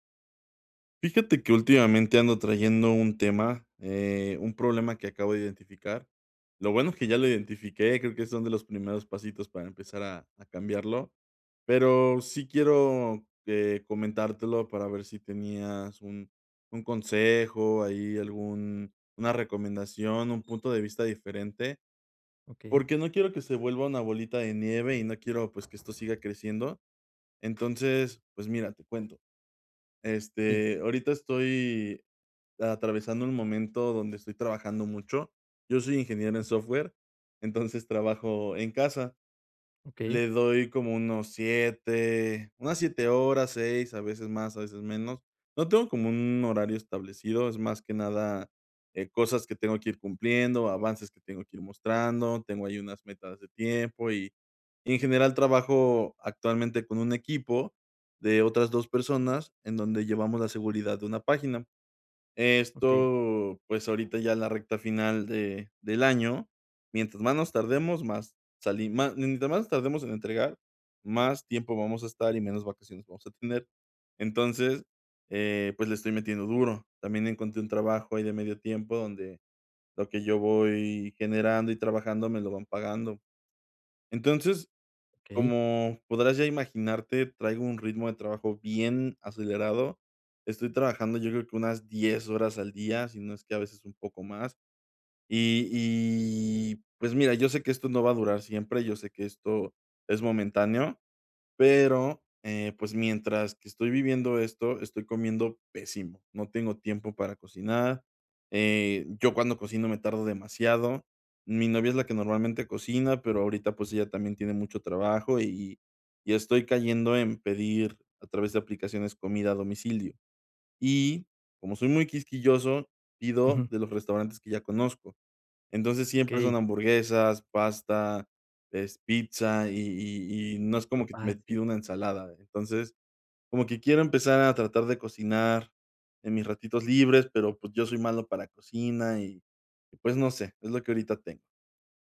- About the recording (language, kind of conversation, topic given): Spanish, advice, ¿Cómo puedo sentirme más seguro al cocinar comidas saludables?
- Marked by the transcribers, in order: other background noise; tapping; laughing while speaking: "tener"